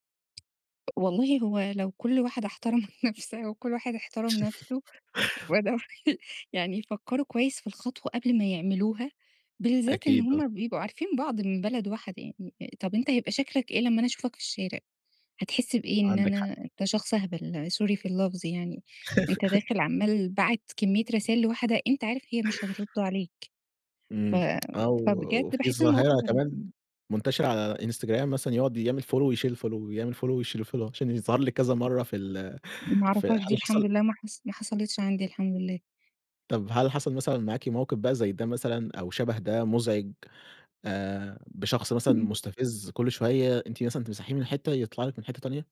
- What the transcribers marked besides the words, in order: tapping; laughing while speaking: "نفسها وكل واحد احترم نفسه وبدأوا"; laugh; giggle; in English: "Follow"; in English: "الFollow"; in English: "Follow"; in English: "الFollow"; other background noise; unintelligible speech
- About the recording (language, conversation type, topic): Arabic, podcast, أكتر تطبيق على موبايلك ما تقدرش تستغنى عنه وليه؟